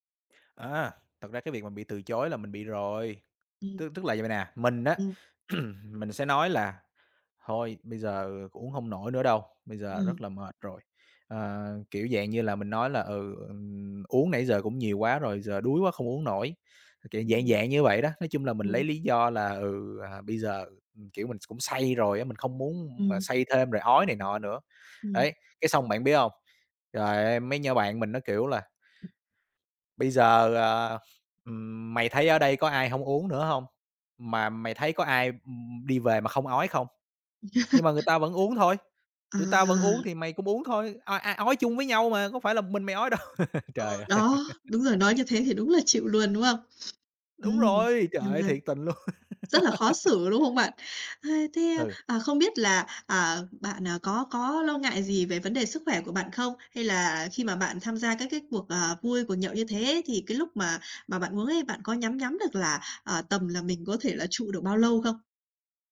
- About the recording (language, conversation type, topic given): Vietnamese, advice, Tôi nên làm gì khi bị bạn bè gây áp lực uống rượu hoặc làm điều mình không muốn?
- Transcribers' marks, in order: throat clearing; chuckle; laughing while speaking: "đâu"; laugh; laughing while speaking: "ơi"; laugh; laugh; tapping